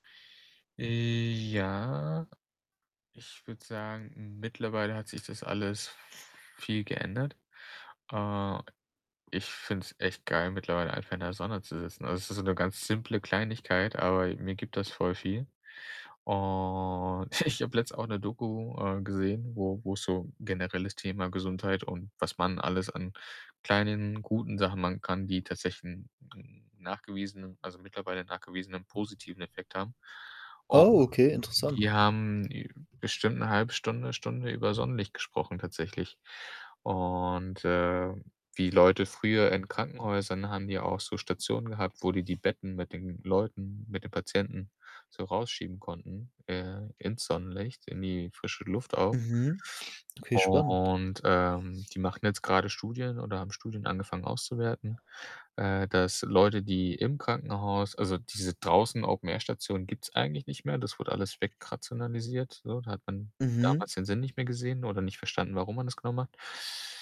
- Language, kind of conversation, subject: German, podcast, Welche Jahreszeit magst du am liebsten, und warum?
- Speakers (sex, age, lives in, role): male, 20-24, Germany, host; male, 30-34, Germany, guest
- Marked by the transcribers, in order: other background noise; drawn out: "Ja"; drawn out: "viel"; distorted speech; drawn out: "Und"; laughing while speaking: "ich"; drawn out: "Und"